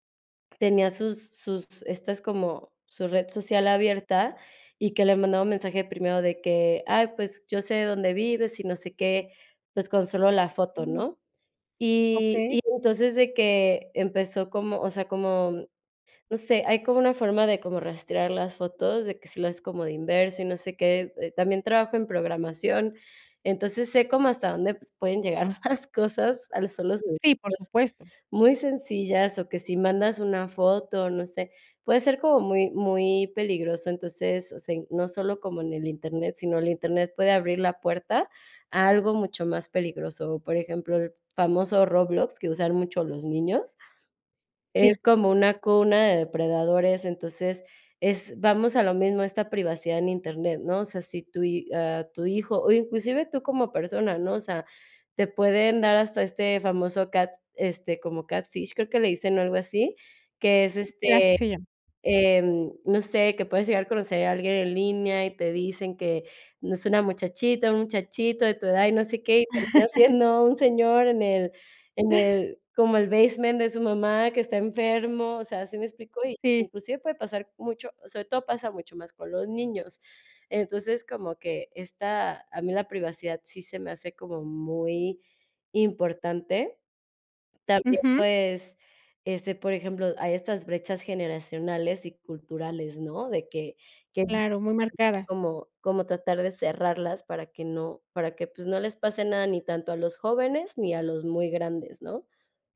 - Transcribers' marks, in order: unintelligible speech; laughing while speaking: "las"; unintelligible speech; other background noise; tapping; laugh; laughing while speaking: "termina"; in English: "basement"; other noise
- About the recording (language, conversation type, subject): Spanish, podcast, ¿Qué importancia le das a la privacidad en internet?